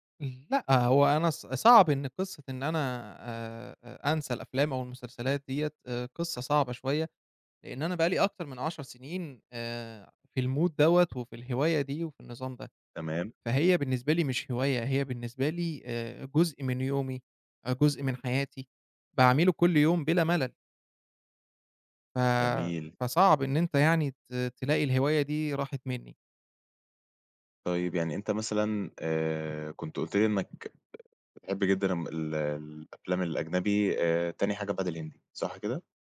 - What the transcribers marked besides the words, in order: tapping; in English: "الmood"
- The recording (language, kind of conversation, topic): Arabic, podcast, احكيلي عن هوايتك المفضلة وإزاي بدأت فيها؟